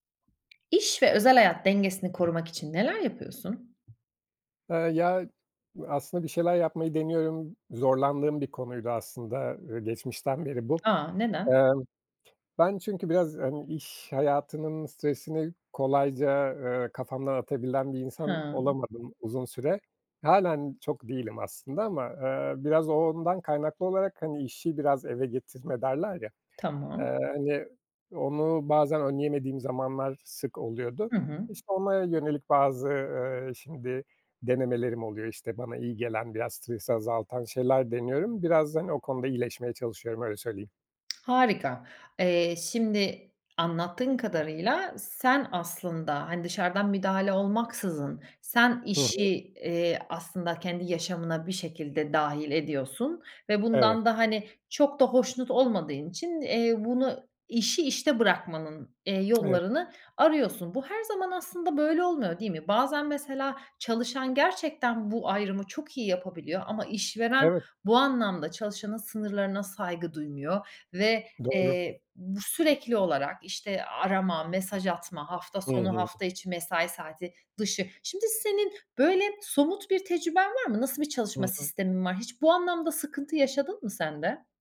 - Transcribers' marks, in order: other background noise; tapping
- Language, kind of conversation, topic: Turkish, podcast, İş-yaşam dengesini korumak için neler yapıyorsun?